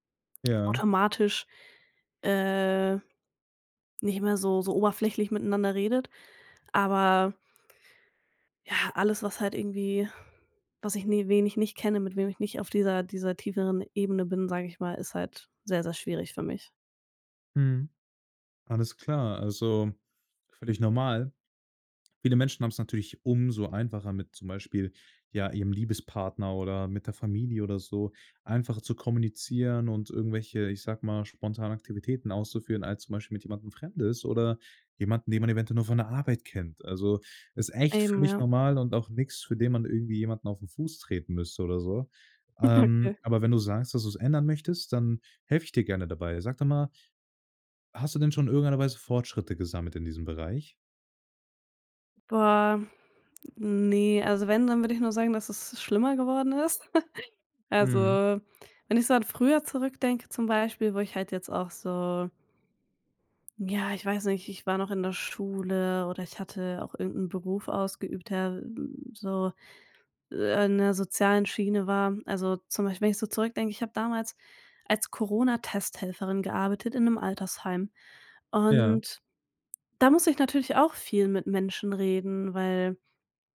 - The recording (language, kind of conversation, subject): German, advice, Wie kann ich Small Talk überwinden und ein echtes Gespräch beginnen?
- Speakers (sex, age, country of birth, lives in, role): female, 20-24, Germany, Germany, user; male, 18-19, Germany, Germany, advisor
- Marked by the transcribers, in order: stressed: "umso"; stressed: "echt"; giggle; drawn out: "ne"; giggle